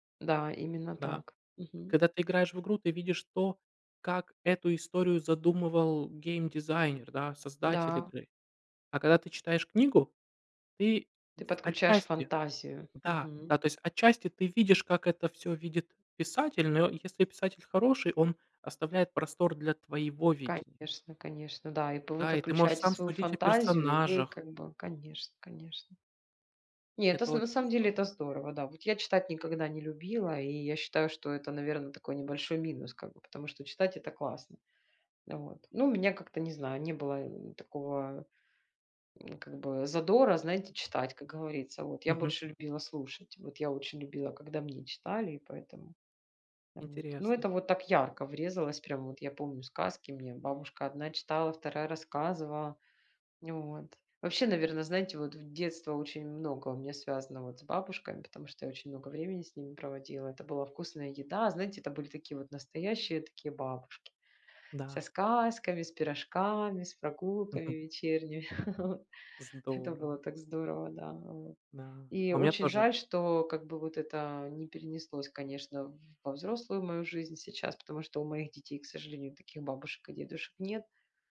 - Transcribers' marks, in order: tapping; other background noise; chuckle
- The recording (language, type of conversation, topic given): Russian, unstructured, Какая традиция из твоего детства тебе запомнилась больше всего?